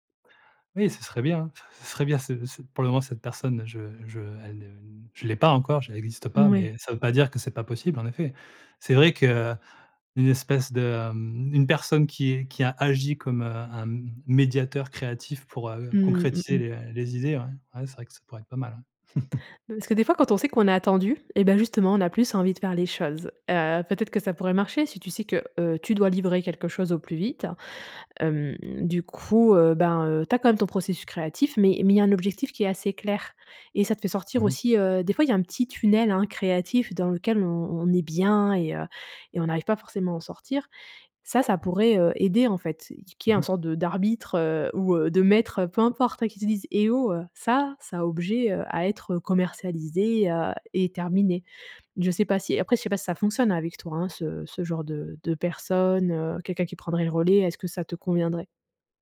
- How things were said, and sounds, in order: chuckle
- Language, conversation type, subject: French, advice, Comment surmonter mon perfectionnisme qui m’empêche de finir ou de partager mes œuvres ?